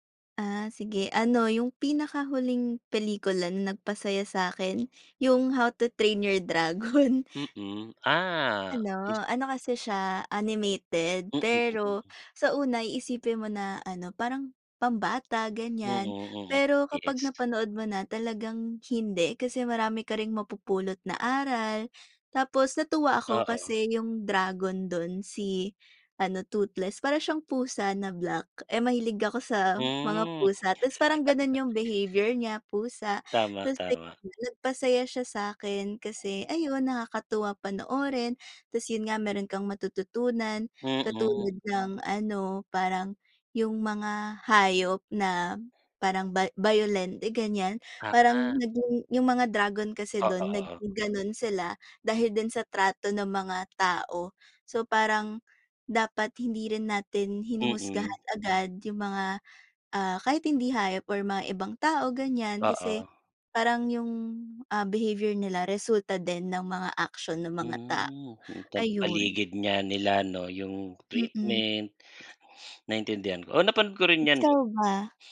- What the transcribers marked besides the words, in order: other background noise; unintelligible speech; tapping
- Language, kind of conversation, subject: Filipino, unstructured, Ano ang huling pelikulang talagang nagpasaya sa’yo?